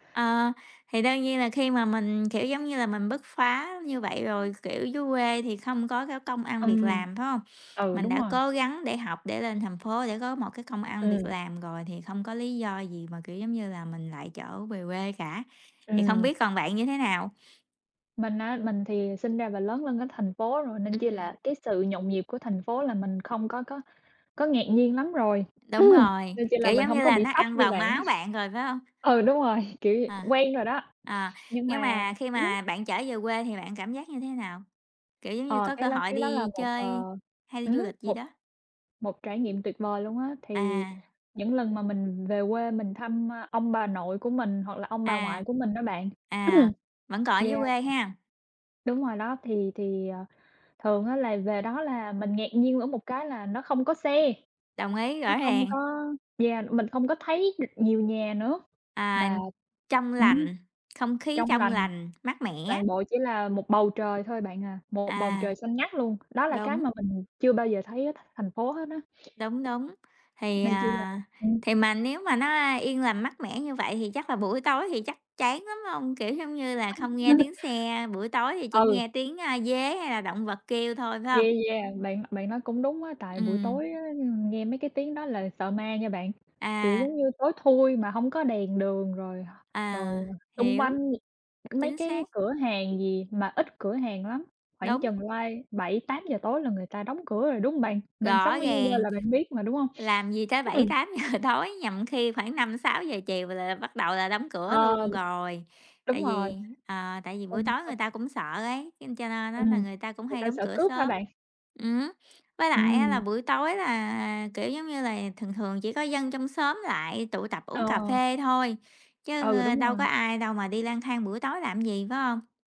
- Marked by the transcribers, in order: tapping; other background noise; throat clearing; chuckle; laughing while speaking: "Ừ, đúng rồi"; throat clearing; laughing while speaking: "ràng"; laugh; chuckle; sniff; unintelligible speech
- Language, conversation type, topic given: Vietnamese, unstructured, Bạn thích sống ở thành phố lớn hay ở thị trấn nhỏ hơn?